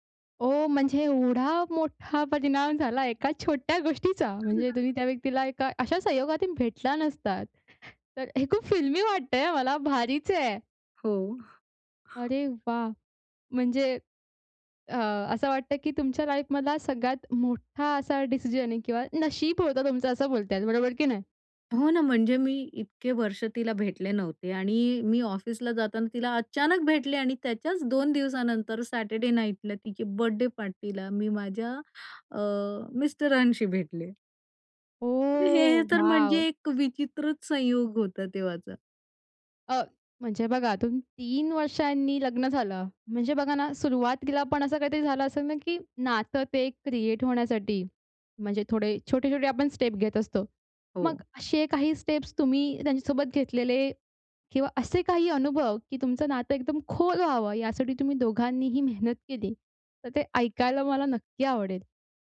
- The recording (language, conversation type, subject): Marathi, podcast, एखाद्या छोट्या संयोगामुळे प्रेम किंवा नातं सुरू झालं का?
- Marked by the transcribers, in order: tapping; other noise; other background noise; stressed: "नशीब"; stressed: "अचानक भेटले"; surprised: "ओ! वॉव!"; in English: "स्टेप"; in English: "स्टेप्स"